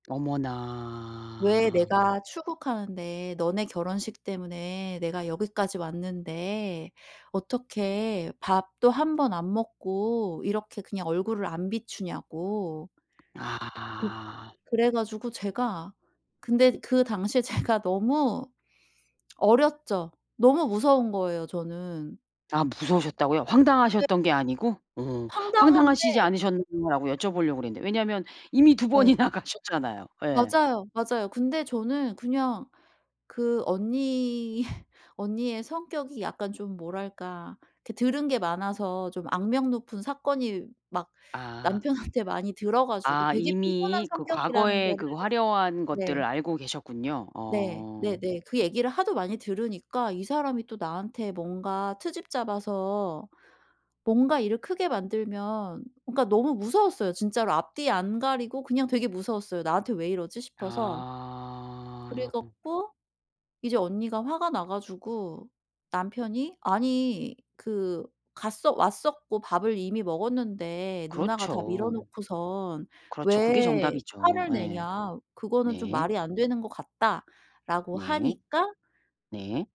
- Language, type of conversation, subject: Korean, advice, 과거 기억이 떠올라 감정 조절이 어려울 때 어떤 상황인지 설명해 주실 수 있나요?
- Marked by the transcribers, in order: drawn out: "어머나"; other background noise; tapping; laughing while speaking: "제가"; laughing while speaking: "두 번이나"; laugh; laughing while speaking: "남편한테"; drawn out: "아"